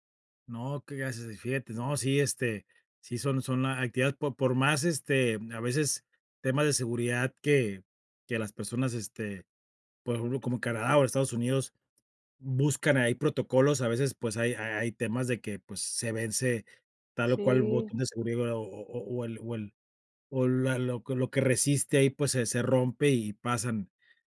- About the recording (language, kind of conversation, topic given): Spanish, podcast, ¿Cómo eliges entre seguridad y aventura?
- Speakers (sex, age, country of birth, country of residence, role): female, 30-34, Mexico, United States, guest; male, 45-49, Mexico, Mexico, host
- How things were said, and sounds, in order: none